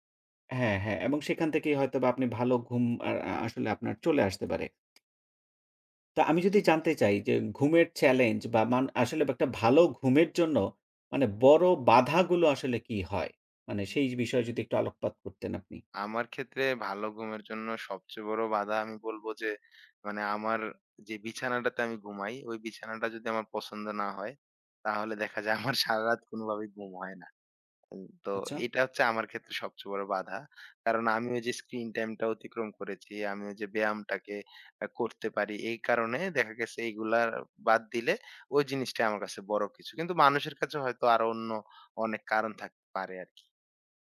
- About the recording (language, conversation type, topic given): Bengali, podcast, ভালো ঘুমের জন্য আপনার সহজ টিপসগুলো কী?
- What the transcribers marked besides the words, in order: tapping; laughing while speaking: "আমার সারারাত"; other background noise